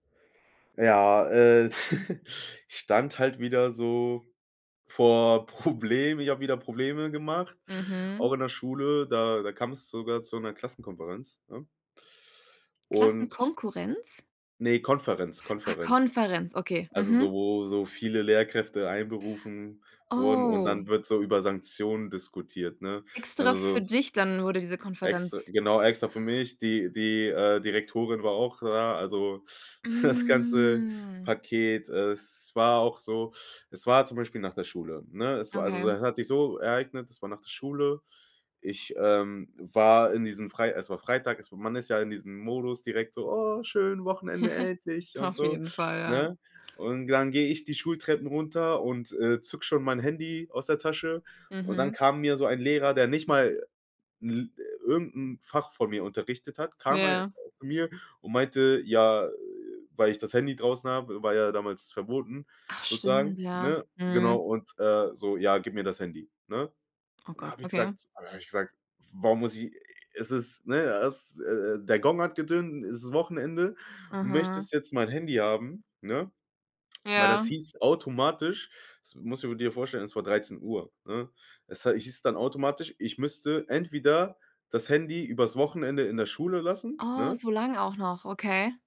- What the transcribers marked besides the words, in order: giggle; laughing while speaking: "Problemen"; surprised: "Oh"; laughing while speaking: "das"; put-on voice: "Oh, schön, Wochenende, endlich"; giggle; other background noise; surprised: "Oh, so lang auch noch"
- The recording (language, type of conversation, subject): German, podcast, Was war deine prägendste Begegnung mit einem Lehrer oder Mentor?